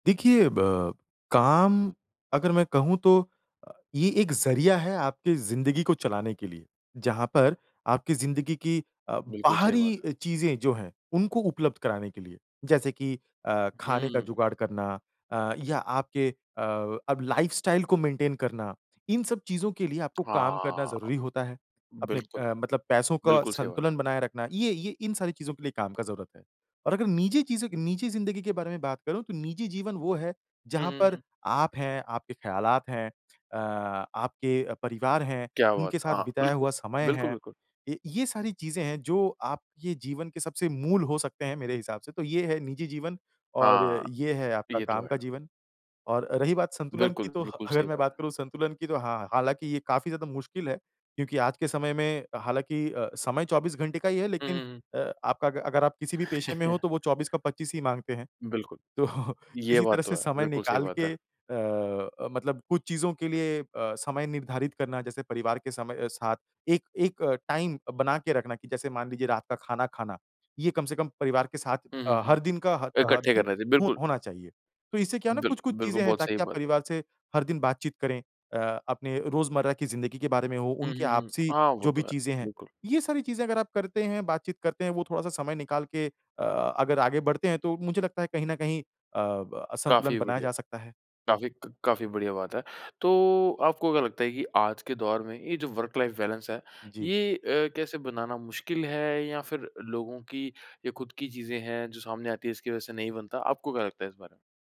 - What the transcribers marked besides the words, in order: in English: "लाइफ़स्टाइल"; in English: "मेंटेन"; chuckle; laughing while speaking: "तो"; in English: "टाइम"; in English: "वर्क लाइफ़ बैलेंस"
- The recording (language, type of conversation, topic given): Hindi, podcast, काम और निजी जीवन में संतुलन बनाए रखने के लिए आप कौन-से नियम बनाते हैं?
- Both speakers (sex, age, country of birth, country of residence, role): male, 25-29, India, India, host; male, 30-34, India, India, guest